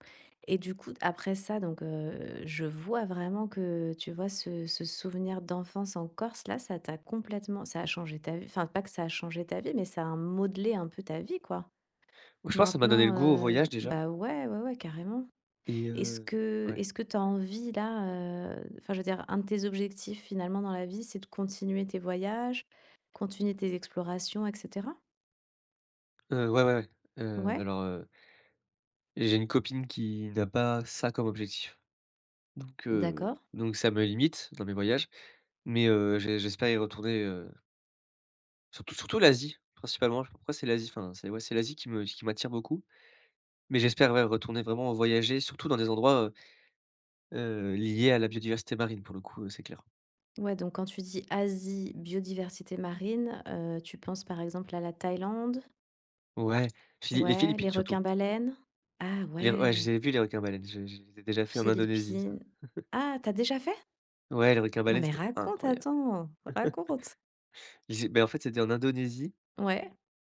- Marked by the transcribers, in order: stressed: "modelé"; other background noise; stressed: "Ah ouais"; chuckle; anticipating: "Non, mais raconte, attends, raconte ?"; stressed: "incroyable"; chuckle
- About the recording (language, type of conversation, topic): French, podcast, As-tu un souvenir d’enfance lié à la nature ?